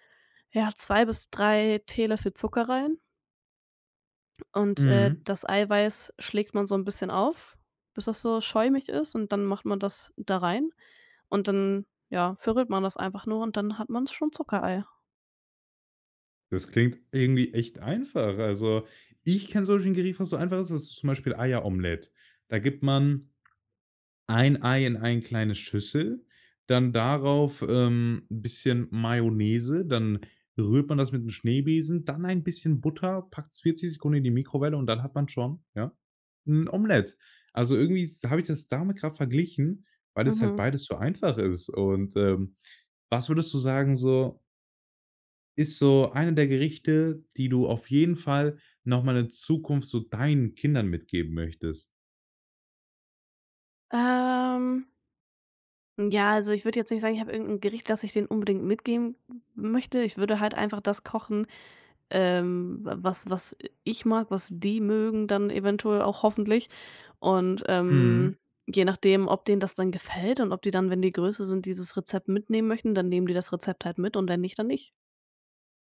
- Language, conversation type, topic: German, podcast, Wie gebt ihr Familienrezepte und Kochwissen in eurer Familie weiter?
- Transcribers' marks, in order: "schäumig" said as "schaumig"; stressed: "die"